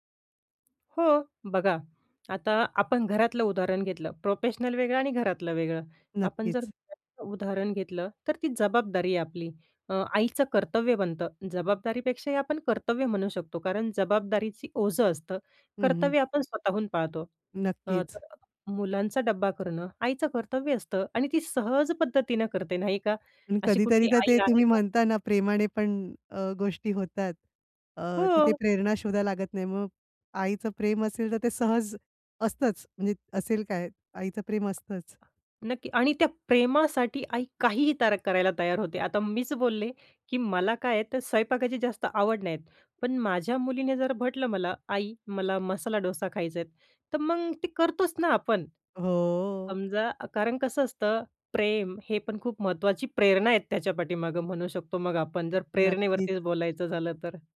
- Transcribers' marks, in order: in English: "प्रोफेशनल"; inhale; other background noise; inhale
- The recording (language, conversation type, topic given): Marathi, podcast, तू कामात प्रेरणा कशी टिकवतोस?